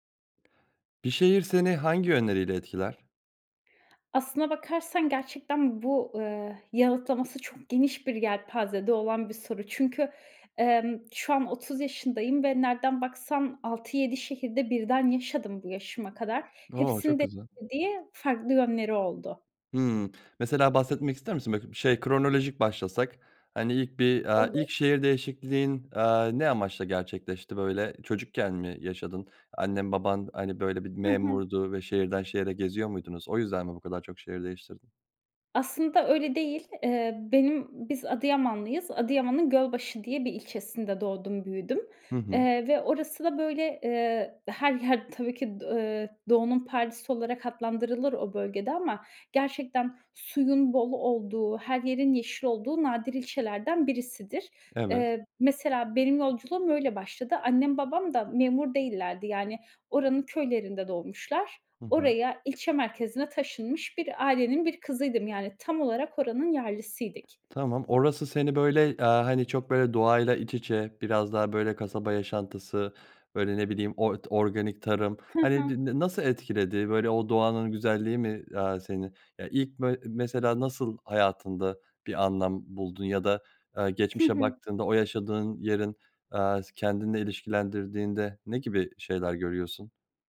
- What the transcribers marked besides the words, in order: other background noise; tapping; unintelligible speech; unintelligible speech
- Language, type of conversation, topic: Turkish, podcast, Bir şehir seni hangi yönleriyle etkiler?